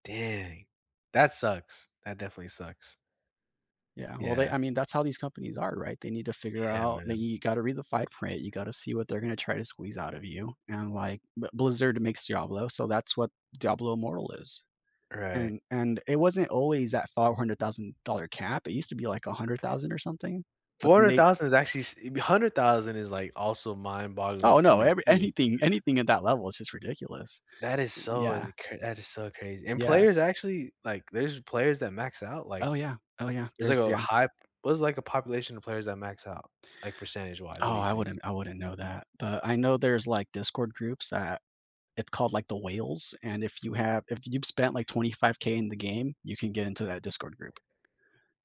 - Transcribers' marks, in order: other background noise; tapping
- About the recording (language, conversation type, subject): English, unstructured, Do you think technology companies focus too much on profit instead of users?